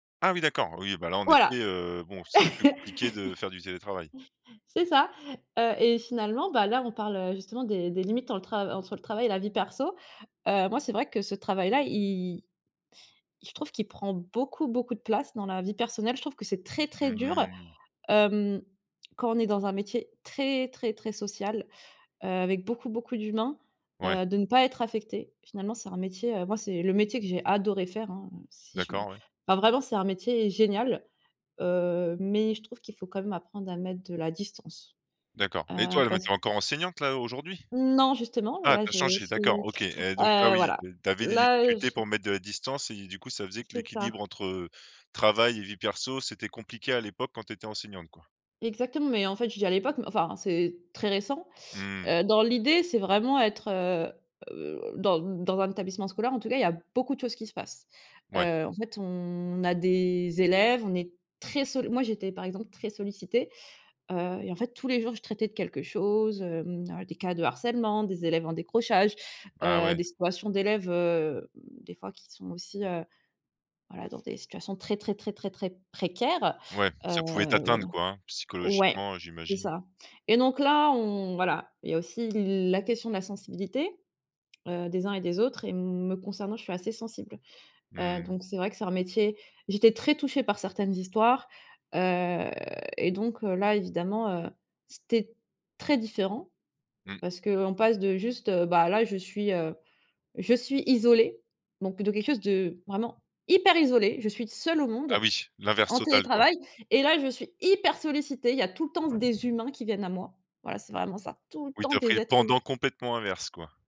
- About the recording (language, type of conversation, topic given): French, podcast, Comment fais-tu, au quotidien, pour bien séparer le travail et la vie personnelle quand tu travailles à la maison ?
- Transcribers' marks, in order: chuckle; tapping; stressed: "précaires"; drawn out: "heu"; stressed: "hyper"; other background noise